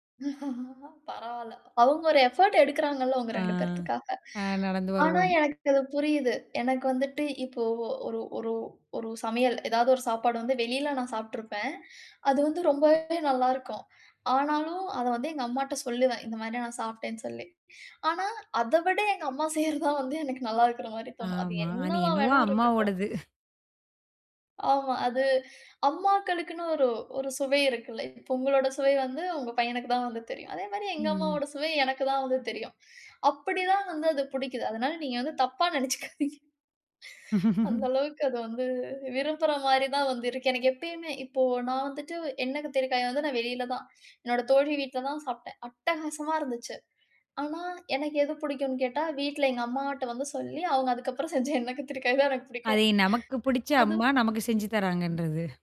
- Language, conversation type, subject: Tamil, podcast, மாலை நேரத்தில் குடும்பத்துடன் நேரம் கழிப்பது பற்றி உங்கள் எண்ணம் என்ன?
- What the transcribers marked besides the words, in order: chuckle; in English: "எஃபோர்ட்"; chuckle; other noise; chuckle; chuckle; laughing while speaking: "நெனைச்சுக்காதீங்க. அந்த அளவுக்கு அது வந்து விரும்புற மாரி தான் வந்து இருக்கு"; chuckle; laughing while speaking: "அதுக்கப்புறம் செஞ்ச எண்ணெய் கத்திரிக்காய் தான் எனக்கு புடிக்கும்"; chuckle